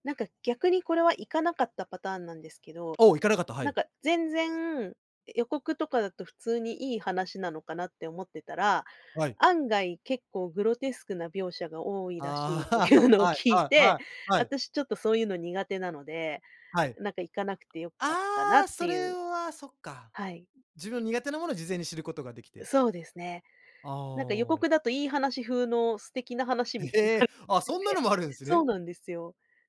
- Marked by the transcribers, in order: laughing while speaking: "というのを"; laugh; other noise; unintelligible speech
- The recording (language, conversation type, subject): Japanese, podcast, ネタバレはどのように扱うのがよいと思いますか？